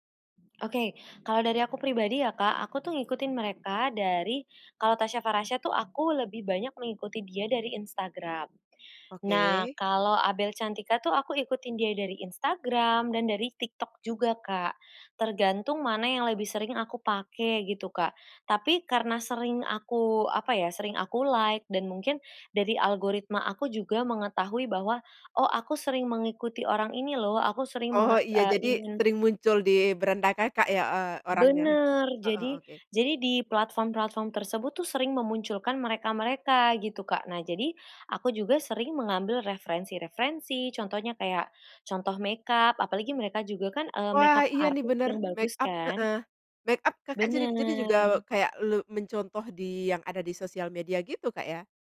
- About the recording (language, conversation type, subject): Indonesian, podcast, Bagaimana media sosial memengaruhi cara orang mengekspresikan diri melalui gaya?
- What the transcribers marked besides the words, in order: other background noise; other street noise; tapping; in English: "like"; in English: "makeup"; in English: "makeup artist"; in English: "makeup"; in English: "makeup"; drawn out: "Benar"